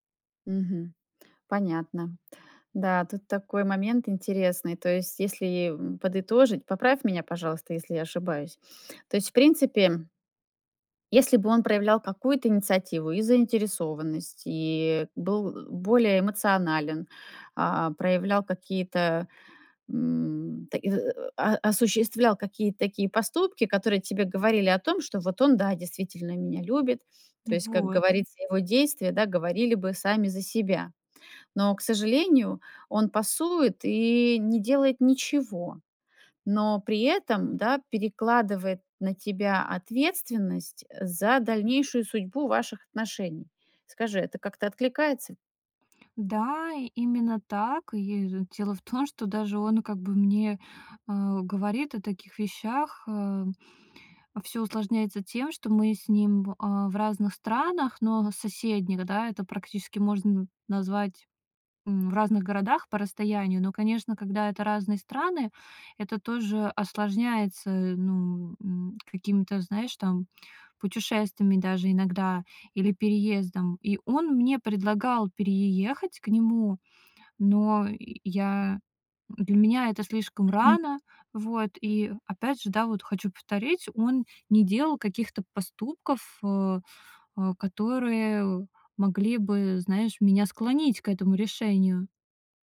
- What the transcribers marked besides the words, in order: other background noise
- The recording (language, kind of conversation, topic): Russian, advice, Как мне решить, стоит ли расстаться или взять перерыв в отношениях?